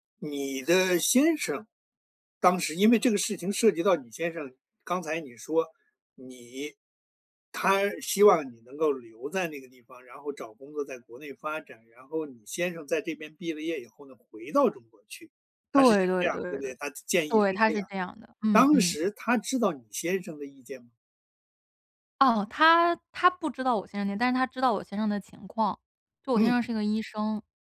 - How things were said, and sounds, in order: none
- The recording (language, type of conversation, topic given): Chinese, podcast, 当导师和你意见不合时，你会如何处理？